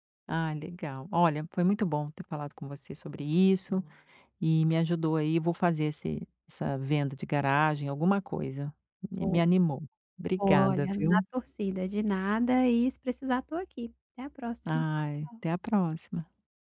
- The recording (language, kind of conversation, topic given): Portuguese, advice, Como posso reorganizar meu espaço para evitar comportamentos automáticos?
- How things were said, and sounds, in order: other background noise